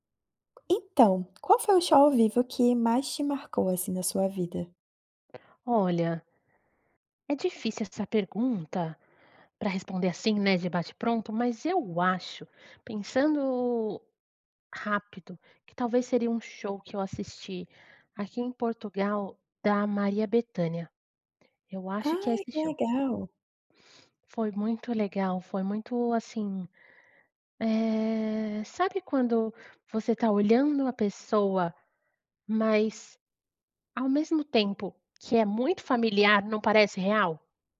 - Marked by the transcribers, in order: other background noise
- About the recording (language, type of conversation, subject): Portuguese, podcast, Qual foi o show ao vivo que mais te marcou?